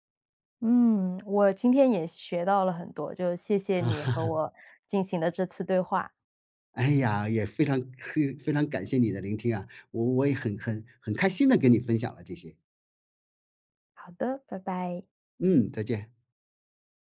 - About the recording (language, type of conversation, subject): Chinese, podcast, 父母的期待在你成长中起了什么作用？
- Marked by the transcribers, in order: lip smack; laugh; chuckle